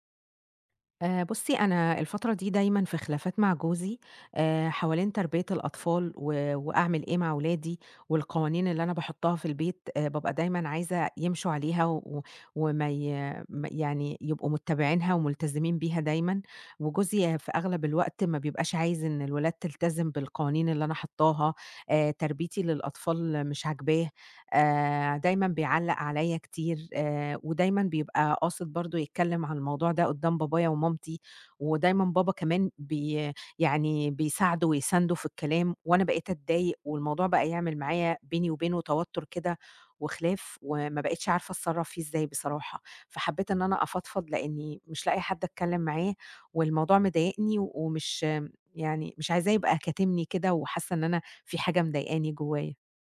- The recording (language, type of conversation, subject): Arabic, advice, إزاي نحلّ خلافاتنا أنا وشريكي عن تربية العيال وقواعد البيت؟
- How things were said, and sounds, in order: none